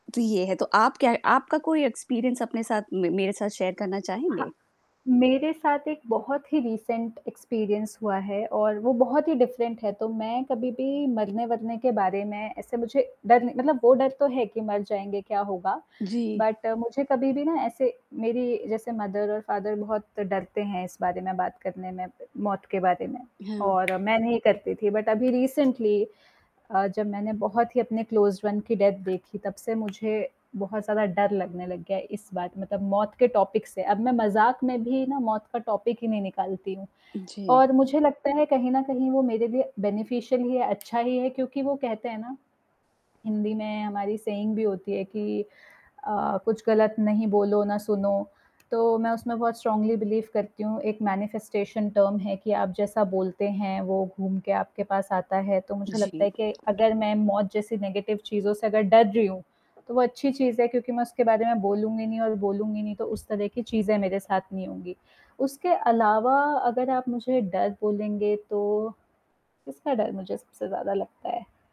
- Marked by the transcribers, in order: static; in English: "एक्सपीरियंस"; in English: "शेयर"; in English: "रिसेंट एक्सपीरियंस"; in English: "डिफरेंट"; in English: "बट"; in English: "मदर"; in English: "फादर"; tapping; in English: "बट"; in English: "रिसेंटली"; in English: "क्लोज्ड वन"; in English: "डेथ"; in English: "टॉपिक"; in English: "टॉपिक"; in English: "बेनिफिशियल"; in English: "सेइंग"; in English: "स्ट्रांगली बिलीव"; in English: "मैनिफेस्टेशन टर्म"; in English: "नेगेटिव"
- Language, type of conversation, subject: Hindi, unstructured, क्या आपने कभी डर की वजह से अपने फैसले बदले हैं?
- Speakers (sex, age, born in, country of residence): female, 25-29, India, India; female, 40-44, India, United States